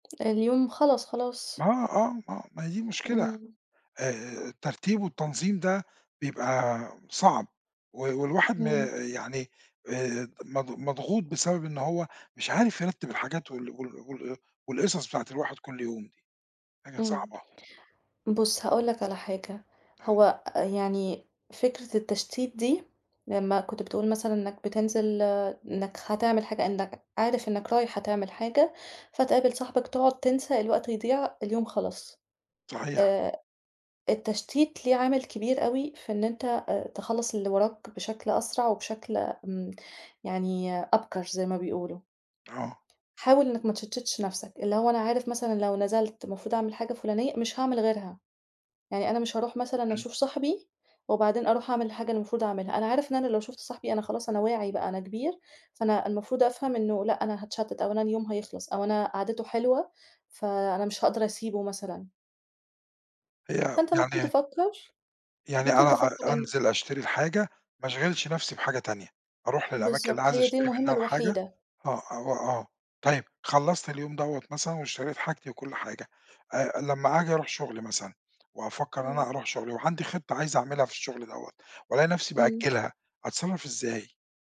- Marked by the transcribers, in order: tapping
- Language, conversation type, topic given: Arabic, advice, إيه اللي بيخليك تأجّل المهام المهمة لحدّ ما يقرب الموعد النهائي؟